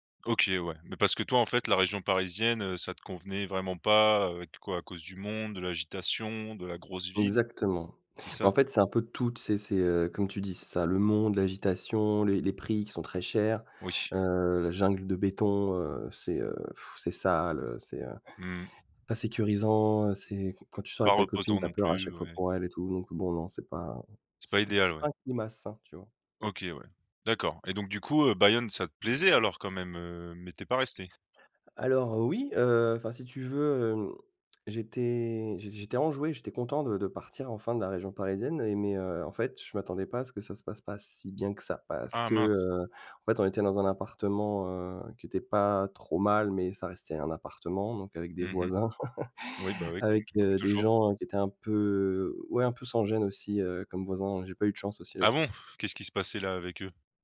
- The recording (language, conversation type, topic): French, podcast, Peux-tu me parler d’un déménagement qui a vraiment changé ta vie, et me dire comment tu l’as vécu ?
- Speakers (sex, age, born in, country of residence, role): male, 30-34, France, France, host; male, 40-44, France, France, guest
- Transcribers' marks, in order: scoff; laugh